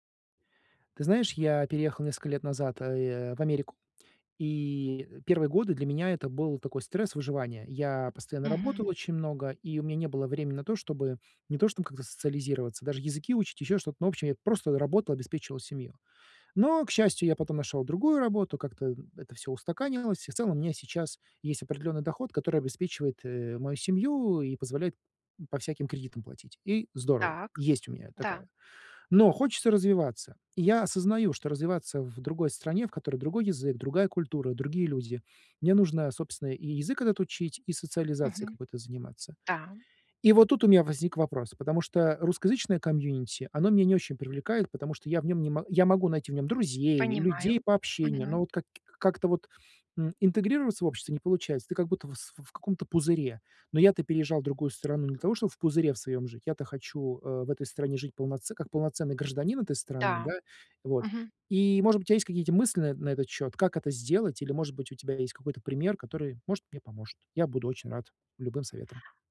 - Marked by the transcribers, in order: in English: "комьюнити"; tapping
- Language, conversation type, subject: Russian, advice, Как мне легче заводить друзей в новой стране и в другой культуре?